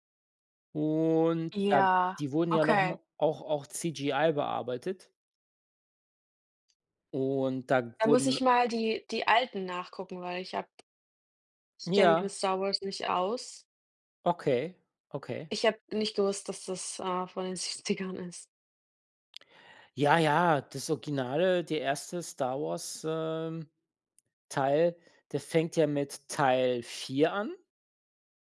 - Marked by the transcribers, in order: laughing while speaking: "Siebzigern"
- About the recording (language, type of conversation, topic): German, unstructured, Wie hat sich die Darstellung von Technologie in Filmen im Laufe der Jahre entwickelt?